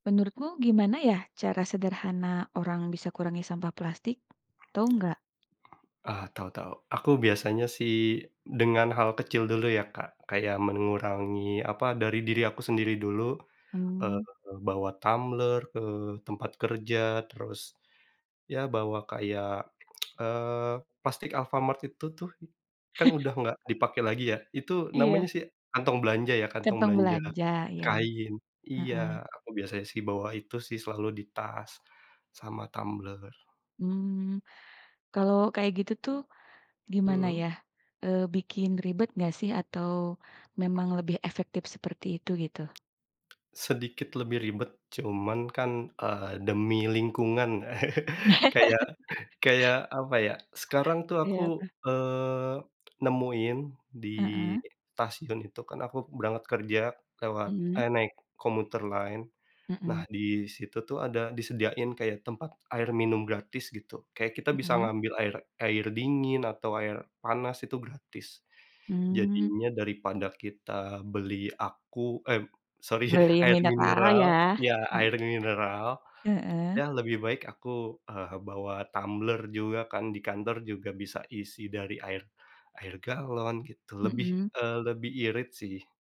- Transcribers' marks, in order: other background noise; tapping; tsk; chuckle; chuckle; laugh; "stasiun" said as "tasiun"; in English: "commuter line"; laughing while speaking: "sorry"
- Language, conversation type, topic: Indonesian, podcast, Menurutmu, apa cara paling sederhana yang bisa dilakukan orang untuk mengurangi sampah plastik?